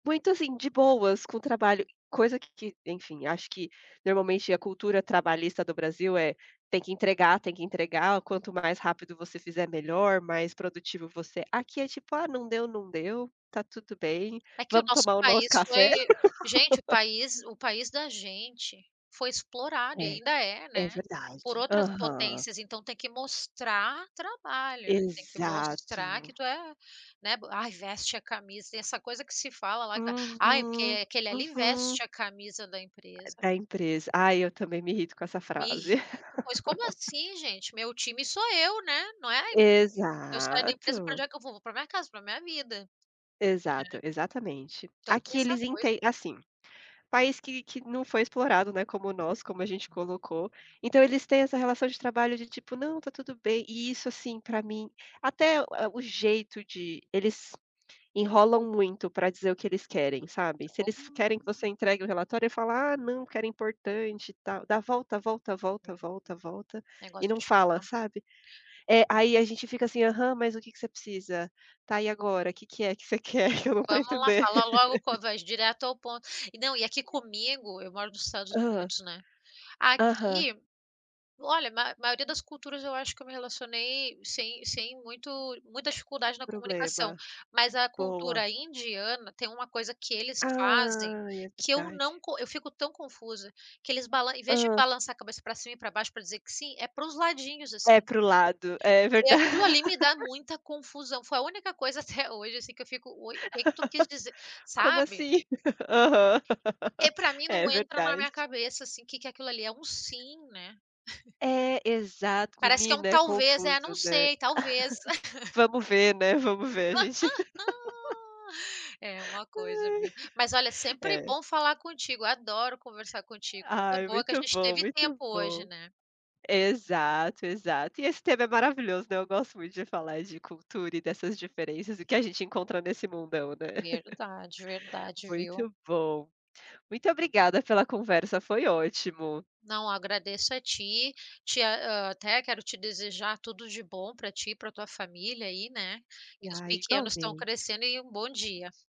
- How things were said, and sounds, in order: tapping; laugh; laugh; drawn out: "Exato"; other background noise; other noise; laughing while speaking: "você quer que eu não tô entendendo"; laugh; drawn out: "Ai"; laughing while speaking: "verda"; laugh; laugh; chuckle; laugh; chuckle; laugh; chuckle
- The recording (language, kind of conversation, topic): Portuguese, unstructured, Como a cultura influencia a forma como nos relacionamos com os outros?